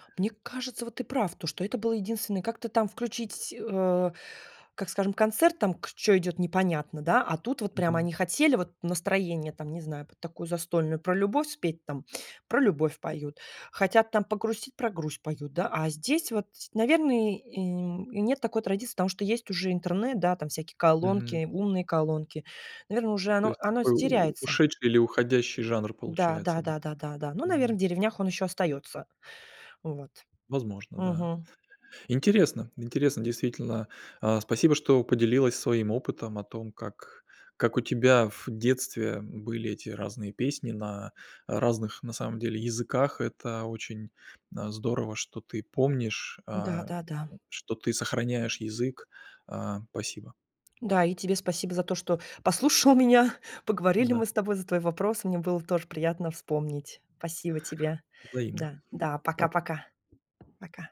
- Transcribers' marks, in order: tapping; other noise; other background noise
- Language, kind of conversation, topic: Russian, podcast, Какая песня у тебя ассоциируется с городом, в котором ты вырос(ла)?